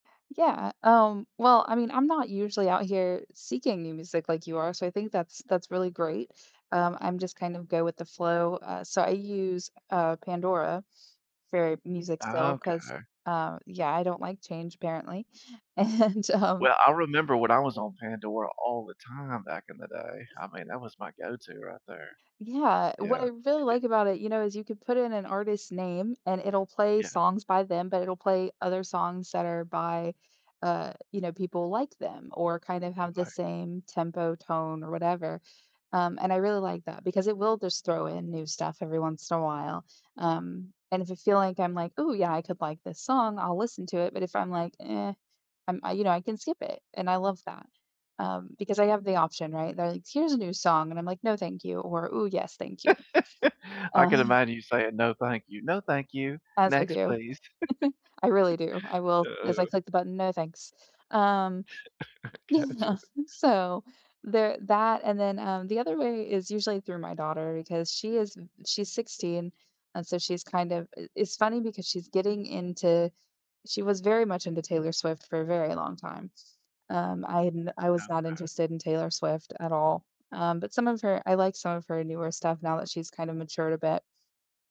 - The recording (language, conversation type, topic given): English, unstructured, How do you usually discover new music these days, and how does it help you connect with other people?
- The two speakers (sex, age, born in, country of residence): female, 40-44, Germany, United States; male, 45-49, United States, United States
- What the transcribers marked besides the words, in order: other background noise; laughing while speaking: "and, um"; tapping; laugh; laughing while speaking: "Uh"; chuckle; laugh; laughing while speaking: "Yeah"; cough